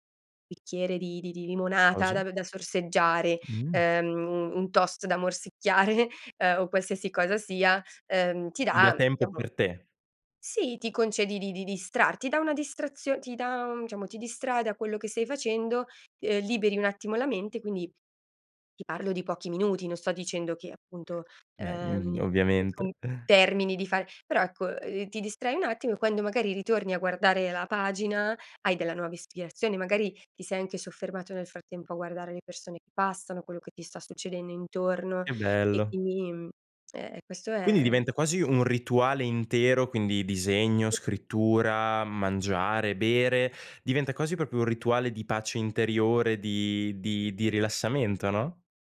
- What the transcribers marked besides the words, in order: laughing while speaking: "morsicchiare"; "diciamo" said as "ciamo"; tapping; other background noise
- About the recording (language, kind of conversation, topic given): Italian, podcast, Hai una routine o un rito prima di metterti a creare?